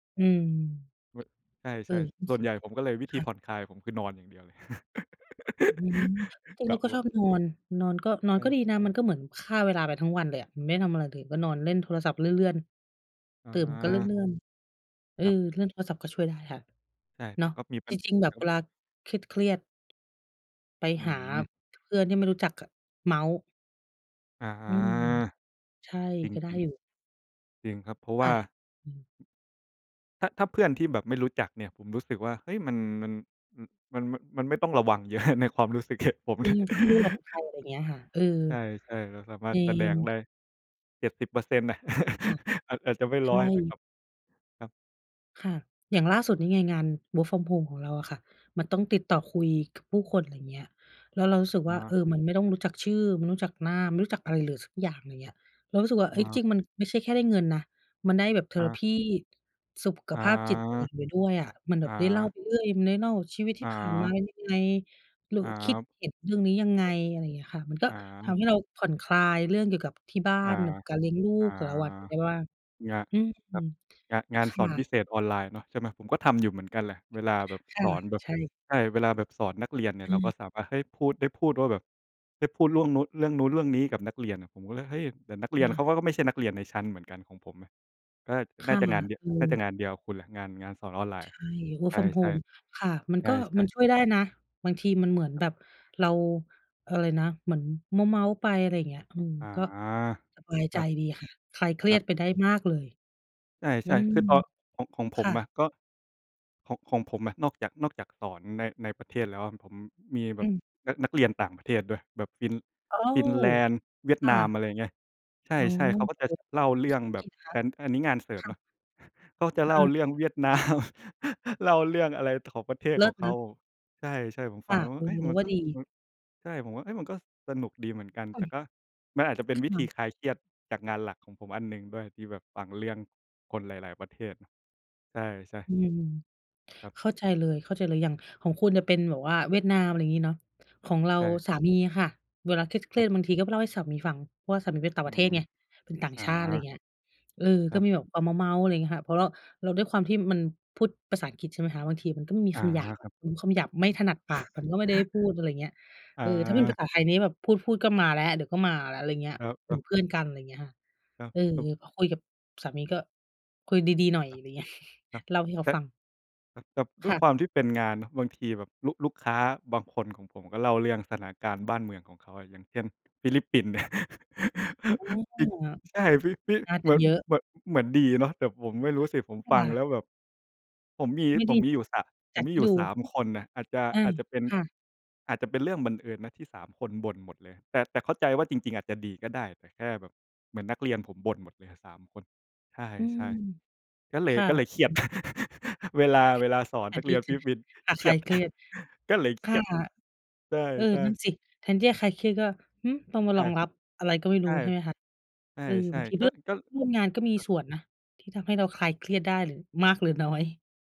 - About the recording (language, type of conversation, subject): Thai, unstructured, เวลาทำงานแล้วรู้สึกเครียด คุณมีวิธีผ่อนคลายอย่างไร?
- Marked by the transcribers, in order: tapping; laugh; laughing while speaking: "เยอะ"; laughing while speaking: "ผมนะ"; chuckle; chuckle; in English: "work from home"; "ครับ" said as "อาฟ"; other background noise; in English: "work from home"; laughing while speaking: "นาม"; chuckle; chuckle; chuckle; laugh; chuckle; chuckle